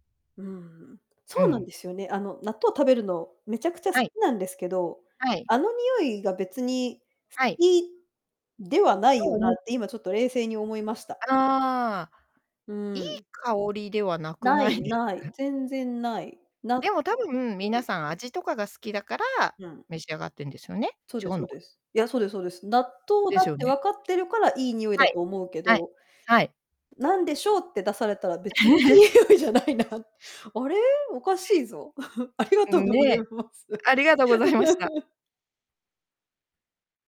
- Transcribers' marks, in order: distorted speech; other background noise; laughing while speaking: "なくないですか？"; laugh; laughing while speaking: "別にいいにおいじゃないな"; chuckle; laughing while speaking: "ありがとうございます"; laugh
- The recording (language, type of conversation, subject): Japanese, unstructured, 納豆はお好きですか？その理由は何ですか？